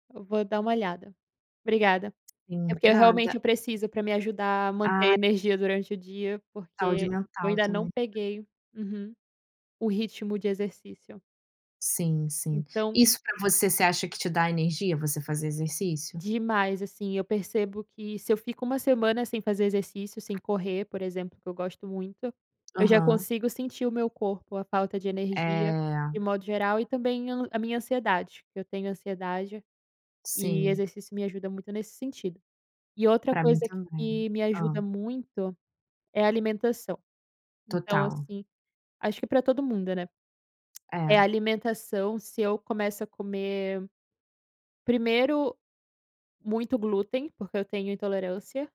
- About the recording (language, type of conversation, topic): Portuguese, unstructured, Qual é o seu truque para manter a energia ao longo do dia?
- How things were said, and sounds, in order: other noise; tapping